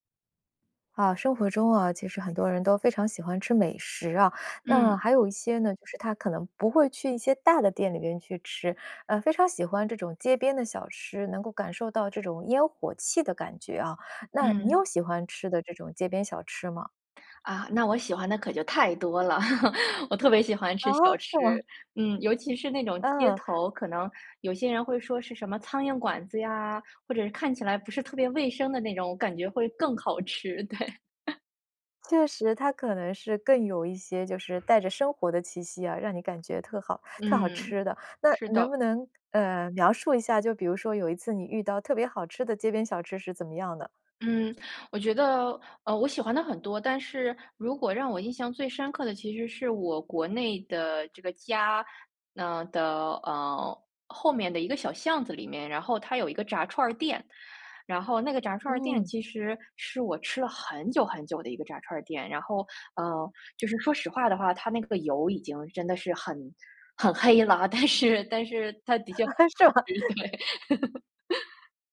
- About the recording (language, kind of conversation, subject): Chinese, podcast, 你最喜欢的街边小吃是哪一种？
- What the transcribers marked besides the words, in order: chuckle; laughing while speaking: "对"; other background noise; tapping; laughing while speaking: "但是 但是它的确 好吃，对"; chuckle; laughing while speaking: "是吗？"; chuckle